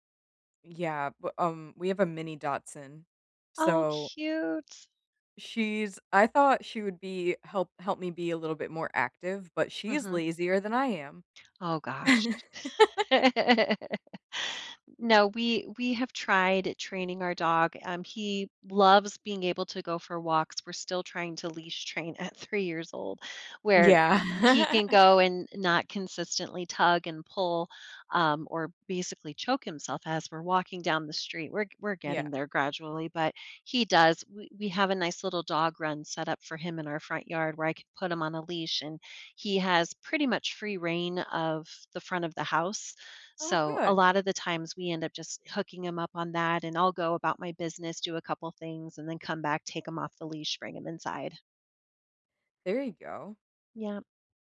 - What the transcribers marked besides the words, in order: chuckle; laugh; laugh
- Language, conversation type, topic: English, unstructured, What morning routine helps you start your day best?